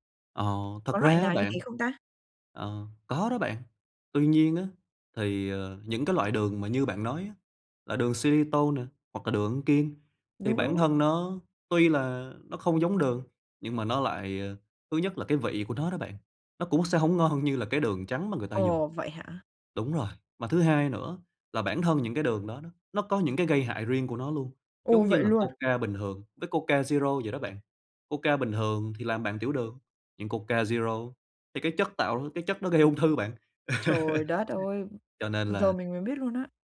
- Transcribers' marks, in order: other background noise; tapping; laughing while speaking: "ngon"; laugh
- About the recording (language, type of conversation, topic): Vietnamese, advice, Làm sao để giảm tiêu thụ caffeine và đường hàng ngày?